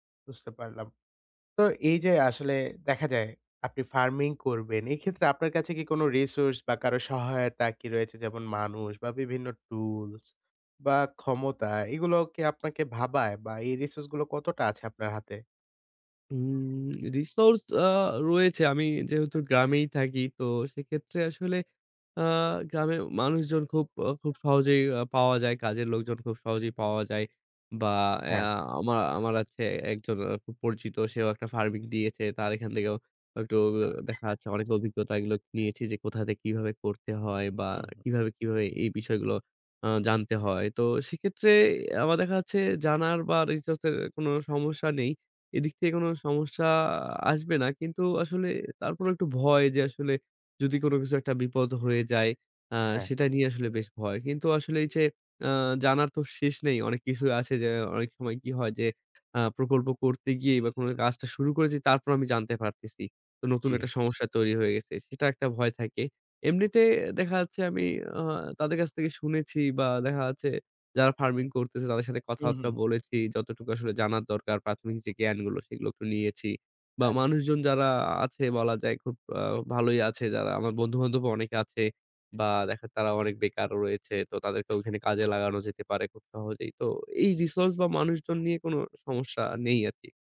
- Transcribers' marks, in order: alarm; "আচ্ছা" said as "আচ"
- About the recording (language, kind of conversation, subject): Bengali, advice, নতুন প্রকল্পের প্রথম ধাপ নিতে কি আপনার ভয় লাগে?